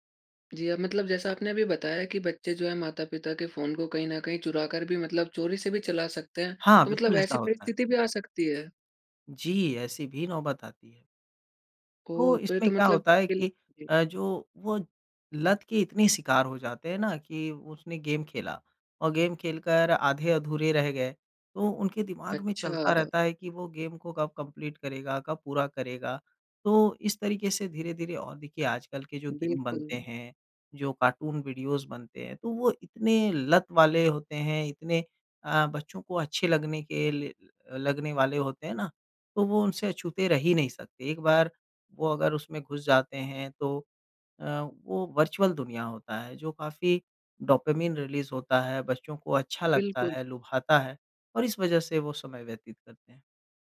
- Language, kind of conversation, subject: Hindi, podcast, बच्चों का स्क्रीन समय सीमित करने के व्यावहारिक तरीके क्या हैं?
- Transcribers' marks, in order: in English: "गेम"; in English: "गेम"; in English: "गेम"; in English: "कंप्लीट"; in English: "गेम"; in English: "वीडियोज़"; in English: "वर्चुअल"; in English: "डोपामाइन रिलीज़"